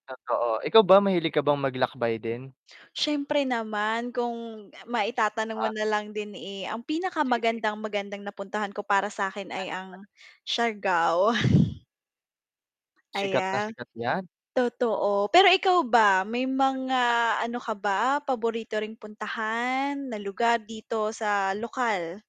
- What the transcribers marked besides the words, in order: distorted speech; wind; blowing; sniff
- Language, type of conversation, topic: Filipino, unstructured, Ano ang pinaka-kakaibang tanawin na nakita mo sa iyong mga paglalakbay?